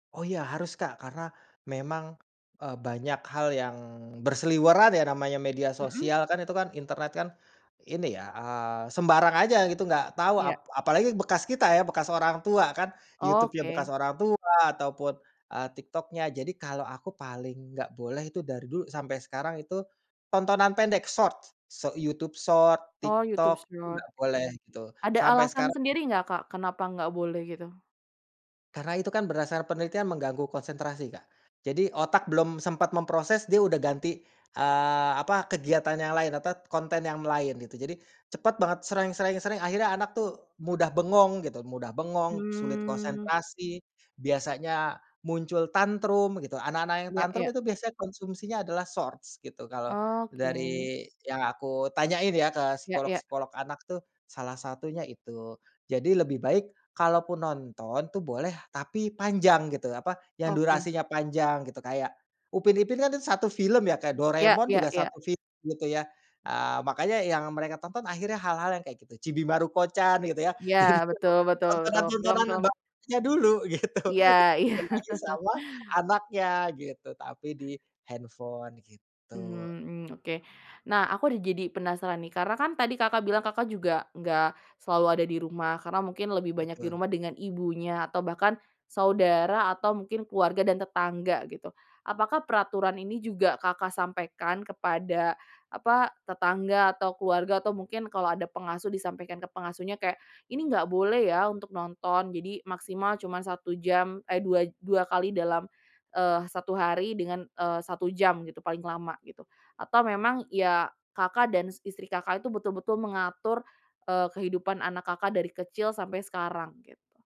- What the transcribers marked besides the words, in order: other background noise; other noise; drawn out: "Mmm"; tapping; laughing while speaking: "Yang ditonton"; laughing while speaking: "iya"; laugh; laughing while speaking: "gitu"
- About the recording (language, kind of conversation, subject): Indonesian, podcast, Bagaimana keluarga Anda mengatur waktu layar untuk anak-anak?